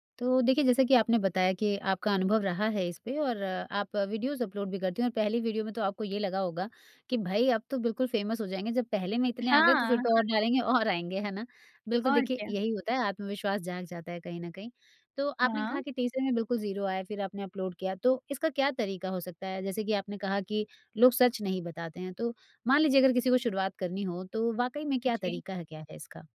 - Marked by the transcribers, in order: in English: "वीडियोज़"; in English: "फेमस"; laughing while speaking: "हाँ, हाँ"; laughing while speaking: "और आएँगे"; in English: "ज़ीरो"
- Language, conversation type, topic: Hindi, podcast, कंटेंट से पैसे कमाने के तरीके क्या हैं?